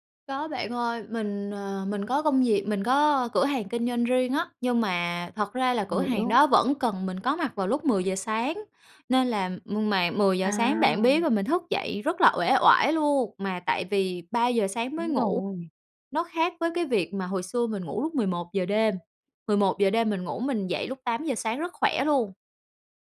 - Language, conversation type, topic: Vietnamese, advice, Dùng quá nhiều màn hình trước khi ngủ khiến khó ngủ
- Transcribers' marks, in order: none